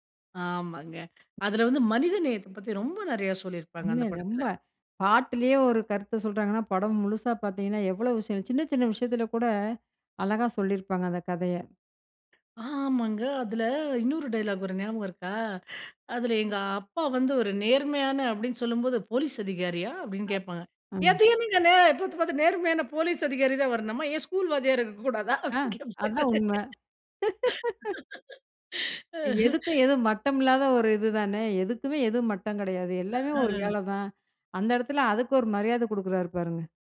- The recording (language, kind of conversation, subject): Tamil, podcast, நீங்கள் மீண்டும் மீண்டும் பார்க்கும் பழைய படம் எது, அதை மீண்டும் பார்க்க வைக்கும் காரணம் என்ன?
- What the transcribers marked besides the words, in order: other noise; in English: "டயலாக்"; laughing while speaking: "இருக்கக்கூடாதா? அப்டின்னு கேட்பா அ ஹ்ம்"; laugh